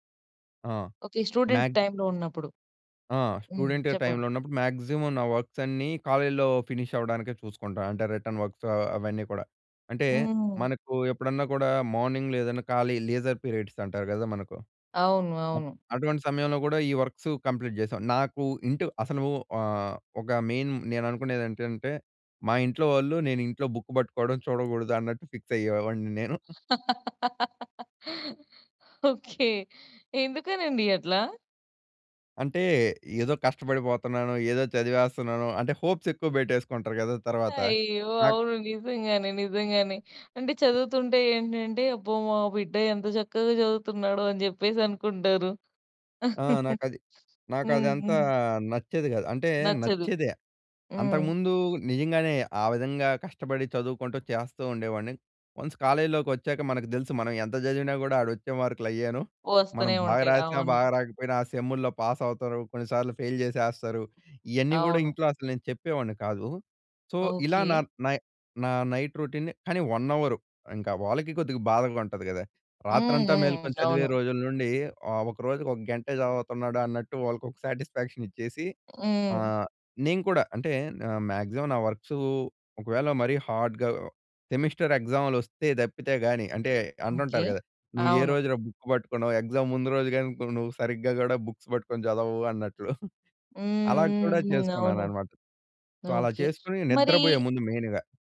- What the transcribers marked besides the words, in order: in English: "స్టూడెంట్ టైంలో"; in English: "మాక్సిమం"; in English: "వర్క్స్"; in English: "ఫినిష్"; in English: "రిటర్న్ వర్క్స్"; in English: "మార్నింగ్‌లో"; in English: "లీజర్ పీరియడ్స్"; in English: "వర్క్స్ కంప్లీట్"; in English: "మెయిన్"; in English: "బుక్"; in English: "ఫిక్స్"; giggle; laughing while speaking: "ఓకే. ఎందుకనండి అట్లా?"; in English: "హోప్స్"; tapping; chuckle; in English: "వన్స్"; in English: "పాస్"; in English: "ఫెయిల్"; in English: "సో"; in English: "నైట్ రొటీన్‌ని"; in English: "వన్"; in English: "సాటిస్ఫాక్షన్"; in English: "మ్యాక్సిమం"; in English: "హార్డ్‌గా సెమిస్టర్"; in English: "బుక్"; in English: "ఎగ్జామ్"; in English: "బుక్స్"; giggle; in English: "సో"; in English: "మెయిన్‌గా"
- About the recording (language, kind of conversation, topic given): Telugu, podcast, రాత్రి పడుకునే ముందు మీ రాత్రి రొటీన్ ఎలా ఉంటుంది?